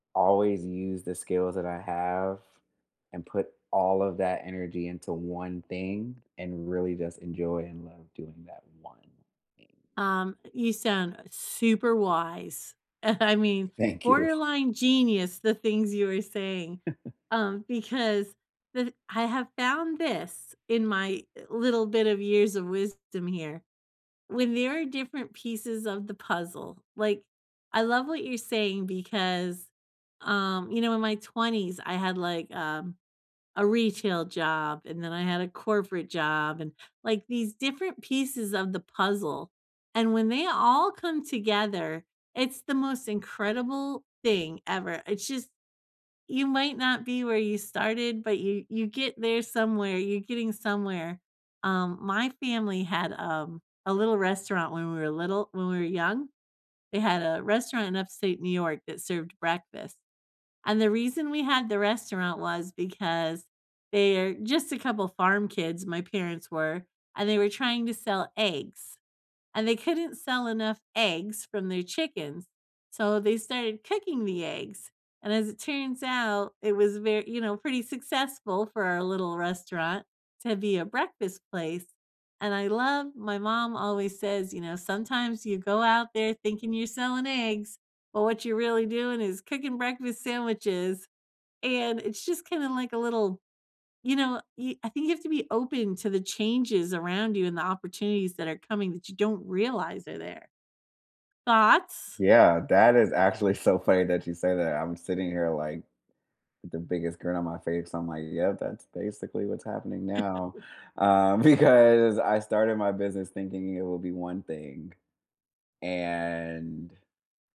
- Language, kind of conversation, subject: English, unstructured, Do you think it’s okay to give up on a dream?
- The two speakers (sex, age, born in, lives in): female, 50-54, United States, United States; other, 30-34, United States, United States
- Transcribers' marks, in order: chuckle; laughing while speaking: "Thank you"; laugh; laugh; laughing while speaking: "because"; drawn out: "And"